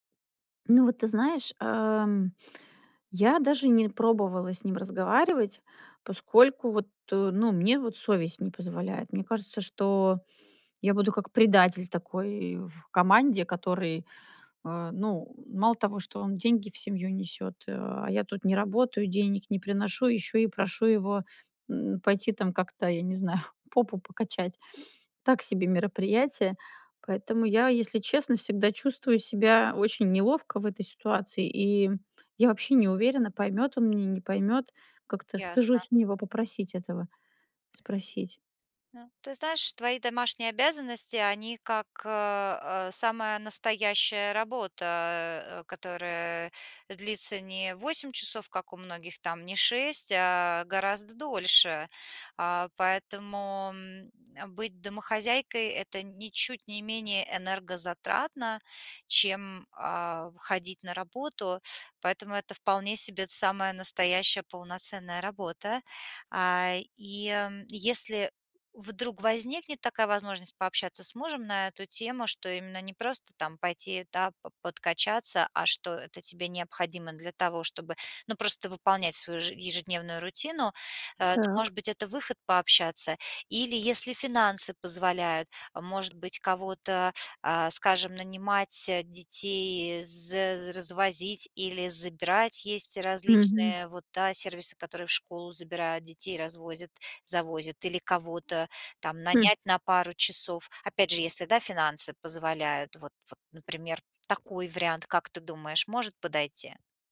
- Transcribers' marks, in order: tapping; laughing while speaking: "знаю"; sniff
- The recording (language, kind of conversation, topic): Russian, advice, Как справляться с семейными обязанностями, чтобы регулярно тренироваться, высыпаться и вовремя питаться?